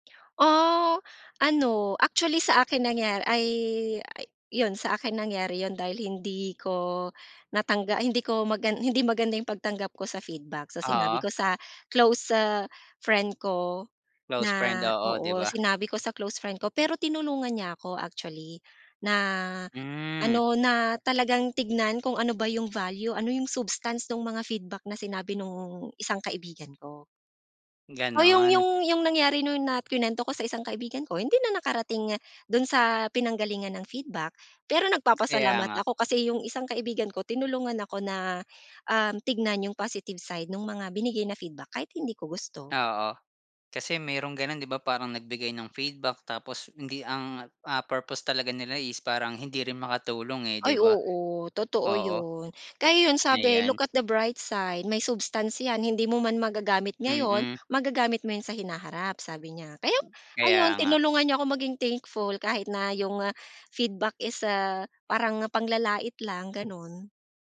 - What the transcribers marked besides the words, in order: tapping; in English: "substance"; tongue click; in English: "look at the bright side, may substance"; other background noise
- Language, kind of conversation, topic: Filipino, podcast, Paano ka nagbibigay ng puna nang hindi nasasaktan ang loob ng kausap?
- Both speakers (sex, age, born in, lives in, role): female, 55-59, Philippines, Philippines, guest; male, 30-34, Philippines, Philippines, host